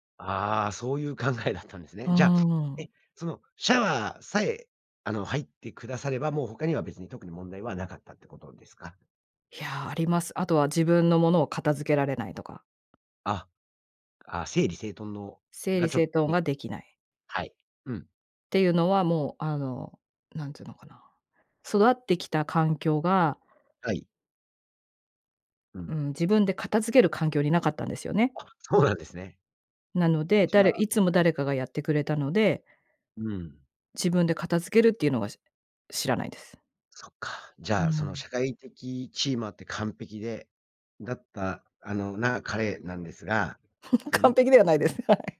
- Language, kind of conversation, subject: Japanese, podcast, 結婚や同棲を決めるとき、何を基準に判断しましたか？
- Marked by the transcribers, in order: laughing while speaking: "考えだったんですね"; other background noise; tapping; chuckle; laughing while speaking: "完璧ではないです。はい"